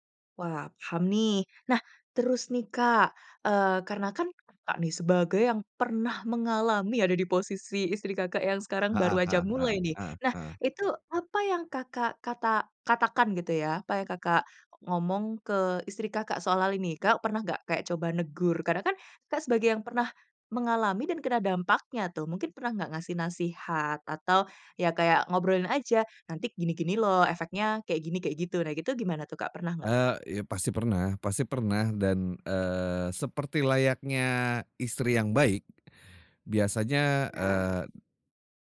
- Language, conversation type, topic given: Indonesian, podcast, Apa pendapatmu tentang fenomena menonton maraton belakangan ini?
- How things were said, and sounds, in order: none